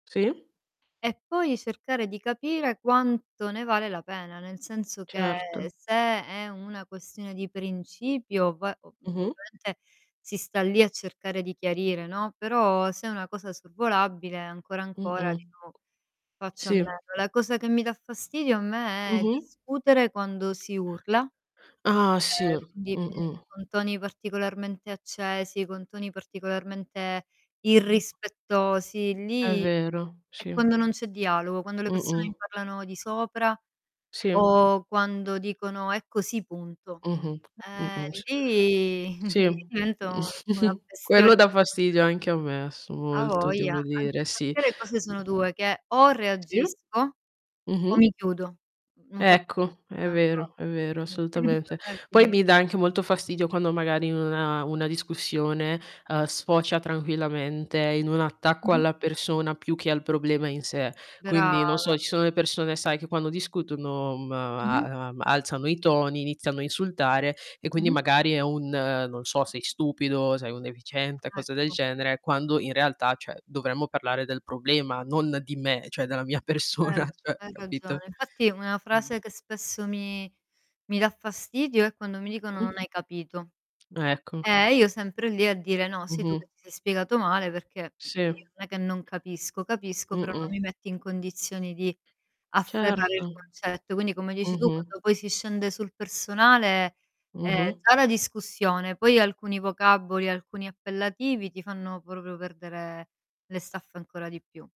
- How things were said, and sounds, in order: other background noise; distorted speech; tapping; other noise; chuckle; unintelligible speech; unintelligible speech; chuckle; laughing while speaking: "persona cioè capito?"
- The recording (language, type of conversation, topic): Italian, unstructured, Come si può mantenere la calma durante una discussione accesa?